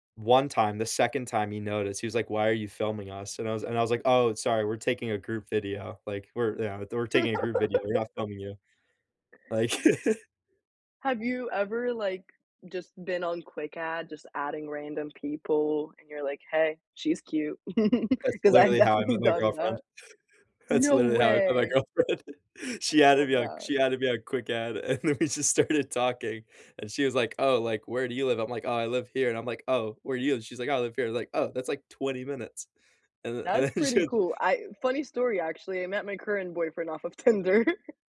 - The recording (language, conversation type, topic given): English, unstructured, How do you navigate modern dating and technology to build meaningful connections?
- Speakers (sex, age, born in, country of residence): female, 18-19, Egypt, United States; male, 18-19, United States, United States
- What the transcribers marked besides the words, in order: laugh; laughing while speaking: "Like"; laugh; laugh; laughing while speaking: "'cause I've definitely done that"; laugh; laughing while speaking: "girlfriend"; laugh; laughing while speaking: "and then we just started"; laughing while speaking: "and then she"; laughing while speaking: "Tinder"